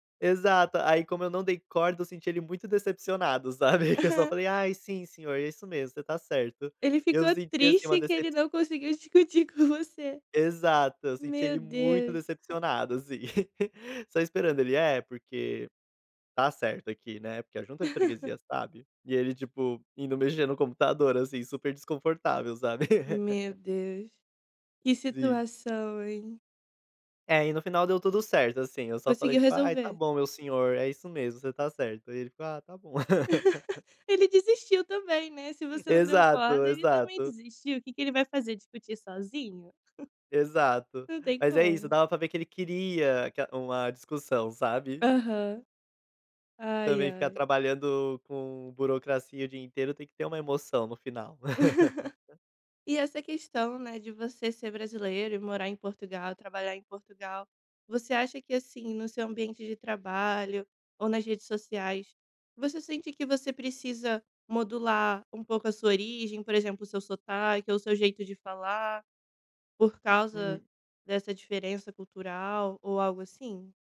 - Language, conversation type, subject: Portuguese, podcast, Já sentiu vergonha ou orgulho da sua origem?
- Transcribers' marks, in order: chuckle; chuckle; laugh; laugh; laugh; chuckle; laugh